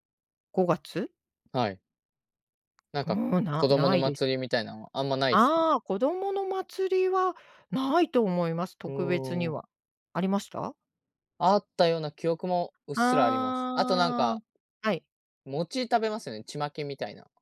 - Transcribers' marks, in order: none
- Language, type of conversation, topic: Japanese, unstructured, 日本の伝統行事で一番好きなものは何ですか？